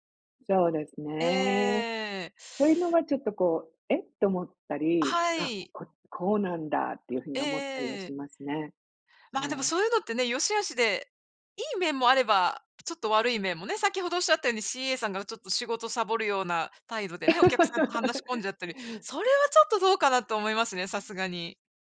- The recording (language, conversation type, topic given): Japanese, unstructured, 初めての旅行で一番驚いたことは何ですか？
- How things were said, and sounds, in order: laugh